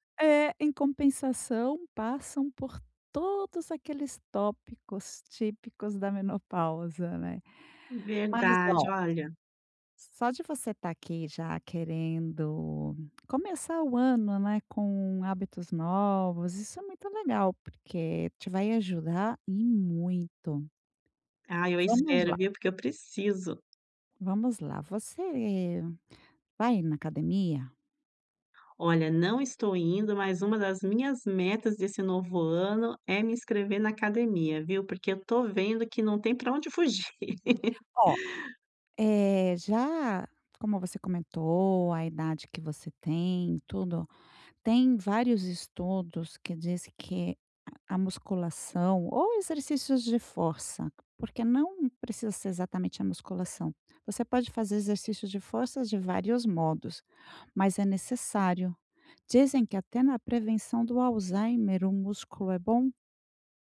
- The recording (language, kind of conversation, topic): Portuguese, advice, Como posso estabelecer hábitos para manter a consistência e ter energia ao longo do dia?
- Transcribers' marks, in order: laugh